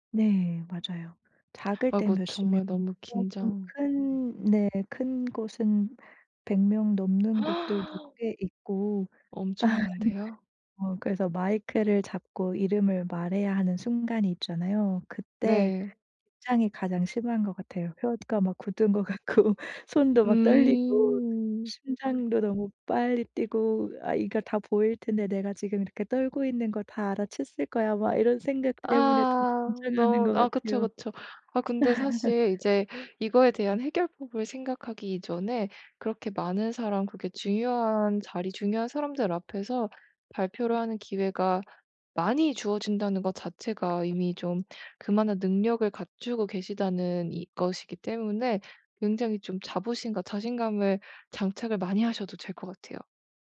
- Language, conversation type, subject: Korean, advice, 발표할 때 긴장을 어떻게 줄일 수 있을까요?
- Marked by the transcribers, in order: laugh; gasp; laughing while speaking: "것 같고"; drawn out: "음"; tapping; other background noise; laugh